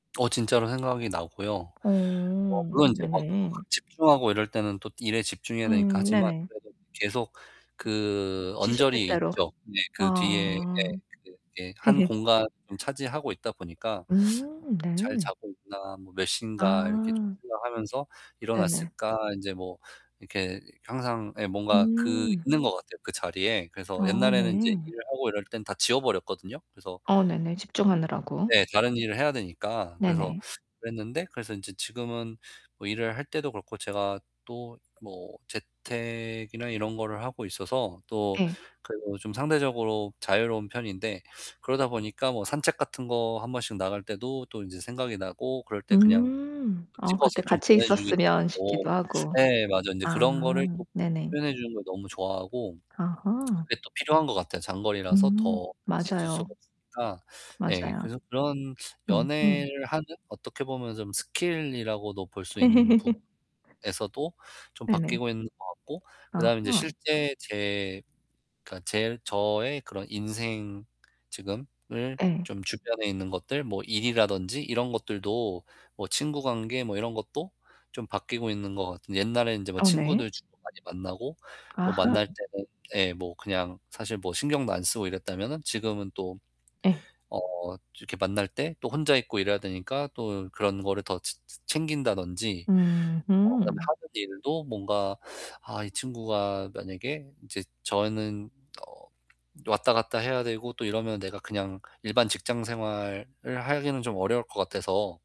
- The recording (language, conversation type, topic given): Korean, advice, 가치관이 바뀌면서 삶의 방향을 다시 점검하게 된 계기와 현재 상황을 설명해 주실 수 있나요?
- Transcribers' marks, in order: static; other background noise; drawn out: "어"; distorted speech; unintelligible speech; drawn out: "아"; laugh; teeth sucking; unintelligible speech; lip smack; tapping; laugh